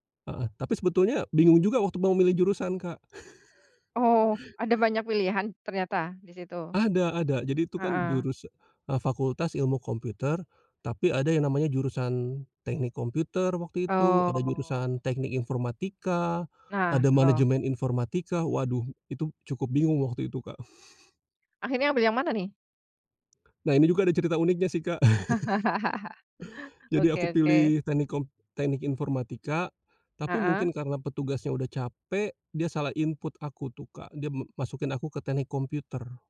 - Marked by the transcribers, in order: laugh; laugh; tapping; other background noise; laugh; chuckle
- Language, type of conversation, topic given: Indonesian, podcast, Pernahkah kamu mengalami momen “aha!” saat belajar, dan bisakah kamu menceritakan bagaimana momen itu terjadi?